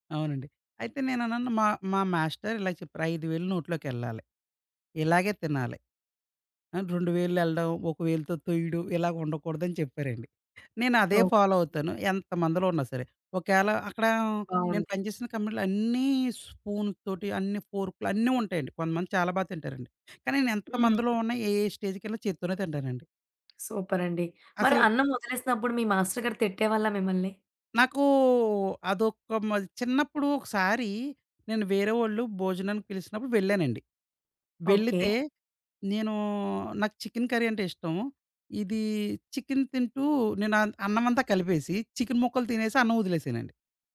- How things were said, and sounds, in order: in English: "ఫాలో"; in English: "కంపెనీలో"; other background noise; tapping; in English: "సూపర్"; in English: "కర్రీ"
- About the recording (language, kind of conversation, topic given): Telugu, podcast, చిన్నప్పటి పాఠశాల రోజుల్లో చదువుకు సంబంధించిన ఏ జ్ఞాపకం మీకు ఆనందంగా గుర్తొస్తుంది?
- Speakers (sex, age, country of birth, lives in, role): female, 20-24, India, India, host; male, 30-34, India, India, guest